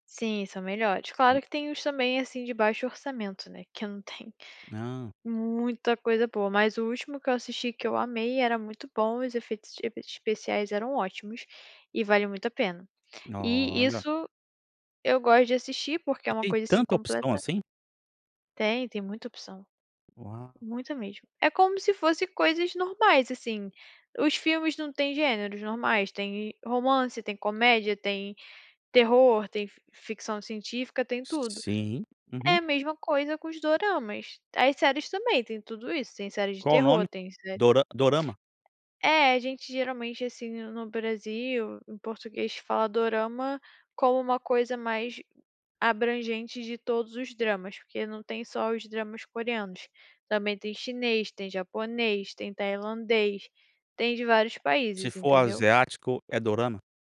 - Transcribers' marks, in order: tapping
- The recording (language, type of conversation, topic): Portuguese, podcast, Você acha que maratonar séries funciona como terapia ou como uma forma de fuga?